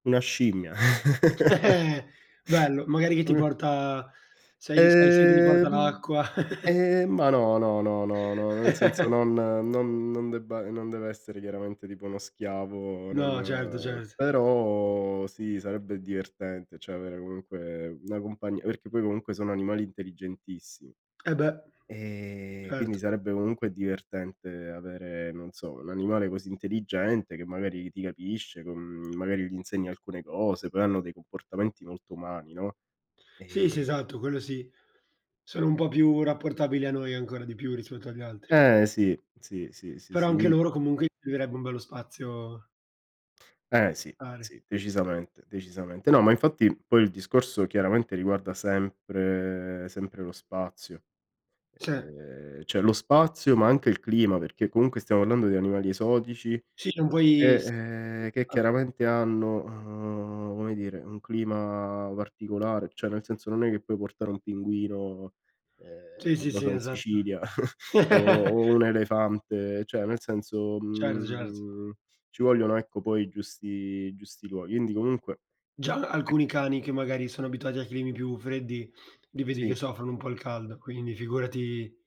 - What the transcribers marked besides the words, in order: chuckle; laugh; chuckle; tapping; unintelligible speech; other background noise; drawn out: "sempre"; "cioè" said as "ceh"; unintelligible speech; laugh; chuckle
- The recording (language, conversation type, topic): Italian, unstructured, Ti piacerebbe avere un animale esotico? Perché sì o perché no?